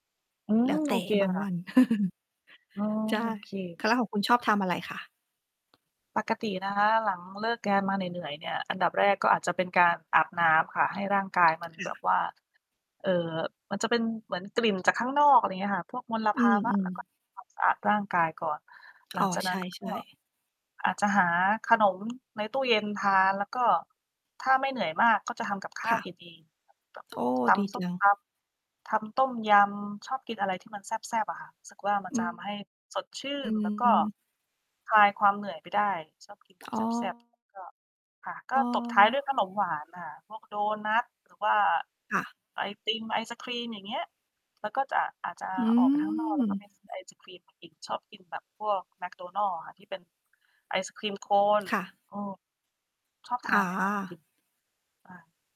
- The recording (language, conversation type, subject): Thai, unstructured, คุณทำอย่างไรเมื่อต้องการผ่อนคลายหลังจากวันที่เหนื่อยมาก?
- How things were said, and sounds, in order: distorted speech; chuckle; mechanical hum; drawn out: "อืม"